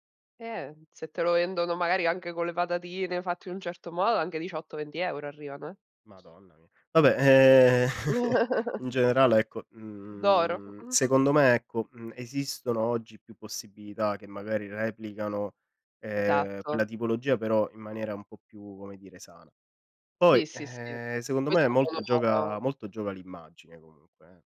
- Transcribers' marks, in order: other background noise; chuckle; chuckle
- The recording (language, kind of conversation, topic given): Italian, unstructured, Perché tante persone scelgono il fast food nonostante sappiano che fa male?